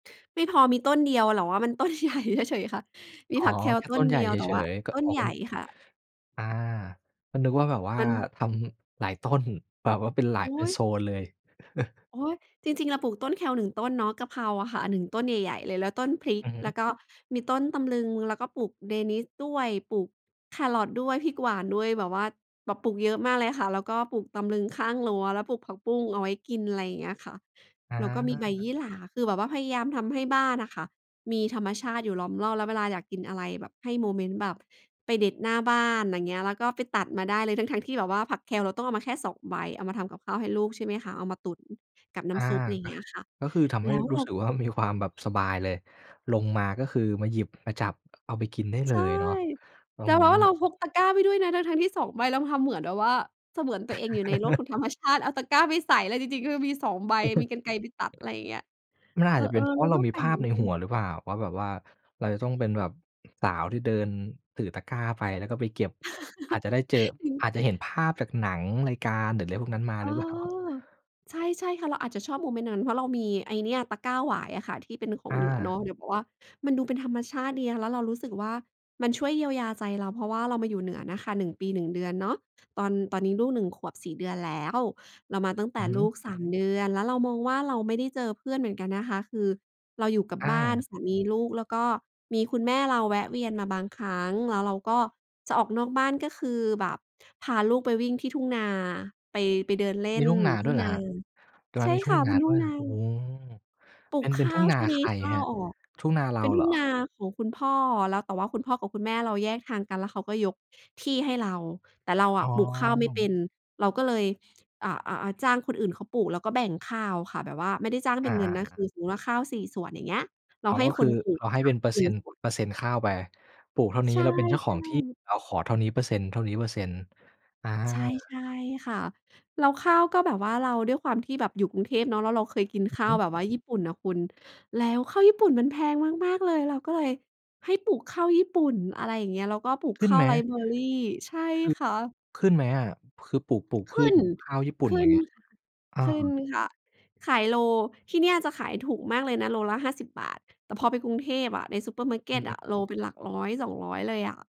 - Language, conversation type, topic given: Thai, podcast, เวลาคุณเครียด ธรรมชาติช่วยได้ยังไงบ้าง?
- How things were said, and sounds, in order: laughing while speaking: "ใหญ่"; chuckle; chuckle; chuckle; tapping; chuckle; laughing while speaking: "เปล่า ?"; unintelligible speech